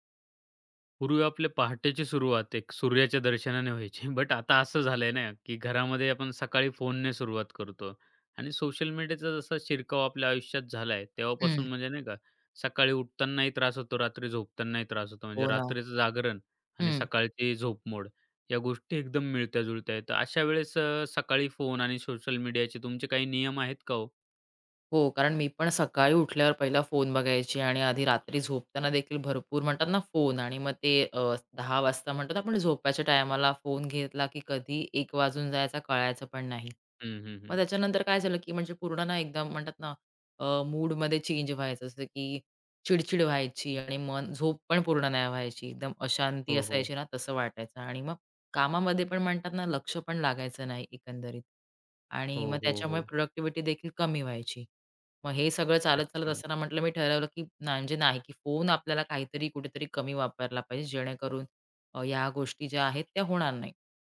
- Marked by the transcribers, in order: chuckle; other background noise; tapping; in English: "प्रॉडक्टिव्हिटी"
- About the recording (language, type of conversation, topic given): Marathi, podcast, सकाळी तुम्ही फोन आणि समाजमाध्यमांचा वापर कसा आणि कोणत्या नियमांनुसार करता?